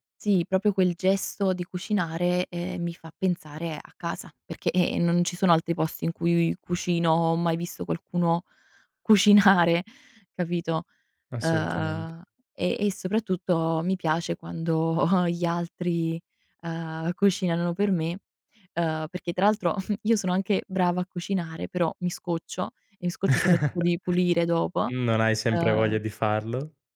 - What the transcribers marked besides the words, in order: "proprio" said as "propio"; laughing while speaking: "cucinare"; giggle; snort; laugh
- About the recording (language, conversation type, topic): Italian, podcast, C'è un piccolo gesto che, per te, significa casa?